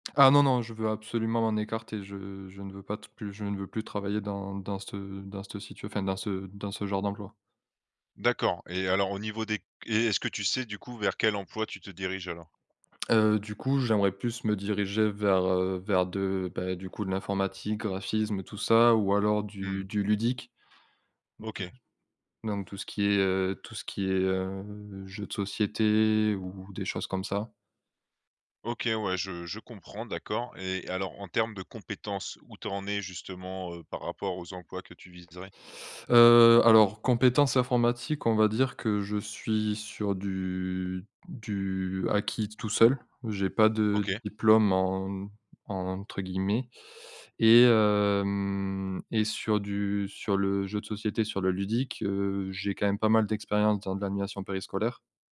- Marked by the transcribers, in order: drawn out: "du"
- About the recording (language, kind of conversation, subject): French, advice, Difficulté à créer une routine matinale stable